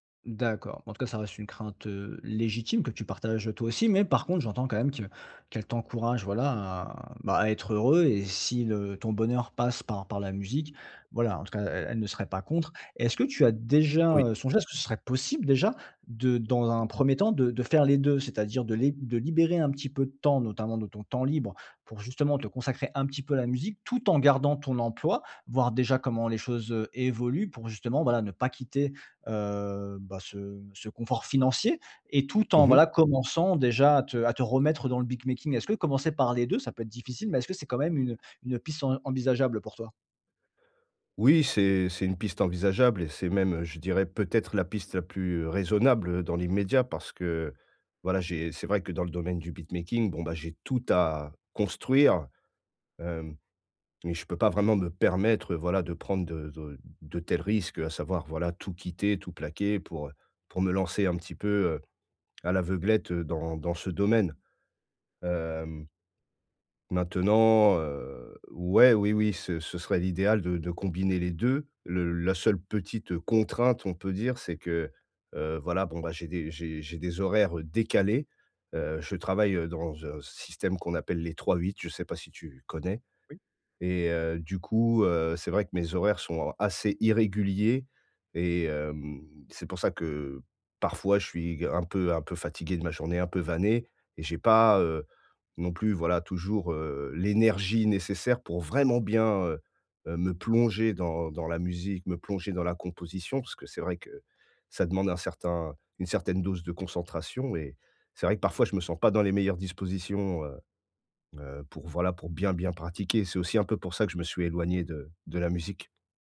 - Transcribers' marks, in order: other background noise; in English: "beatmaking"; in English: "beatmaking"; stressed: "contrainte"; stressed: "décalés"; stressed: "vraiment"
- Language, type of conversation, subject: French, advice, Comment puis-je concilier les attentes de ma famille avec mes propres aspirations personnelles ?